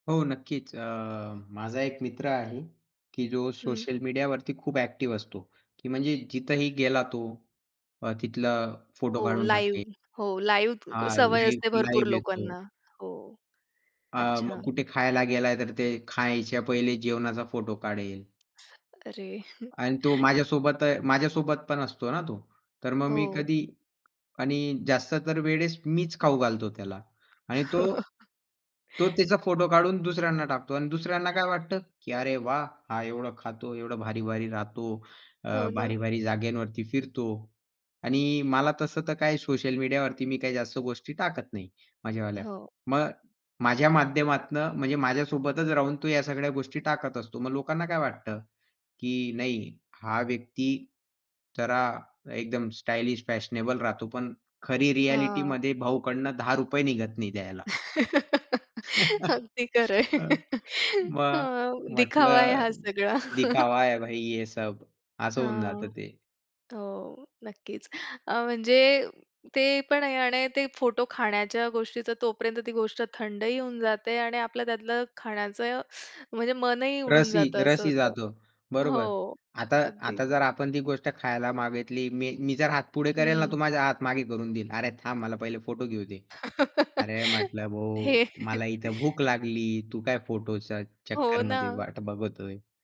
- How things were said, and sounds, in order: in English: "लाईव्ह"; in English: "लाईव्ह"; in English: "लाईव्ह, लाईव्ह"; other background noise; tapping; chuckle; chuckle; laugh; laughing while speaking: "अगदी खरं आहे. हां, दिखावा आहे हा सगळा"; chuckle; in Hindi: "दिखावा है भाई ये सब"; chuckle; teeth sucking; laugh; chuckle
- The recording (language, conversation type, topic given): Marathi, podcast, सामाजिक माध्यमांवर लोकांचे आयुष्य नेहमीच परिपूर्ण का दिसते?